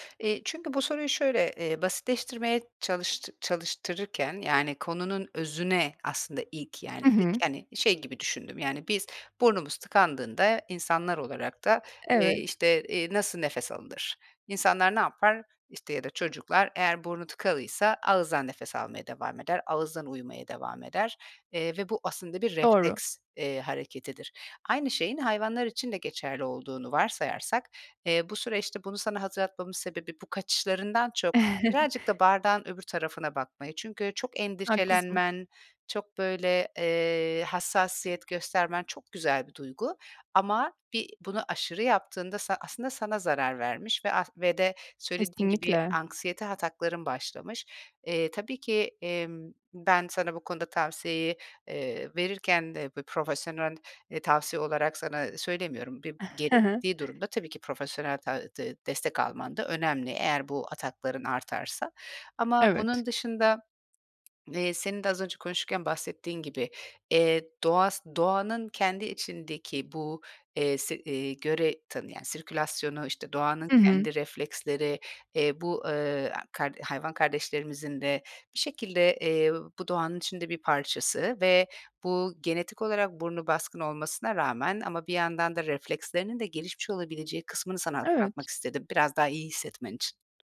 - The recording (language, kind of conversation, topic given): Turkish, advice, Anksiyete ataklarıyla başa çıkmak için neler yapıyorsunuz?
- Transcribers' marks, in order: other background noise; chuckle; laughing while speaking: "Hı hı"